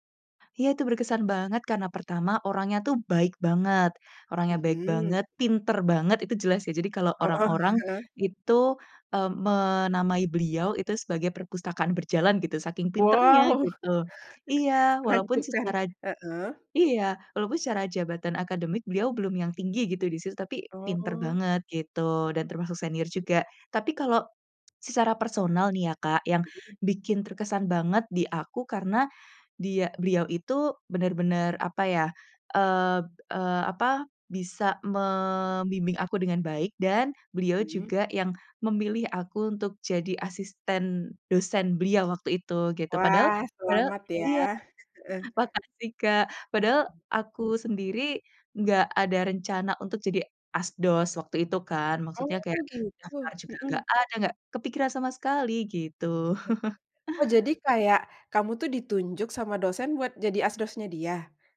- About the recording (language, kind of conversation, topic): Indonesian, podcast, Siapa guru yang paling berkesan buat kamu, dan kenapa?
- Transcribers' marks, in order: tapping; laughing while speaking: "Heeh"; laughing while speaking: "Wow"; chuckle; other background noise; chuckle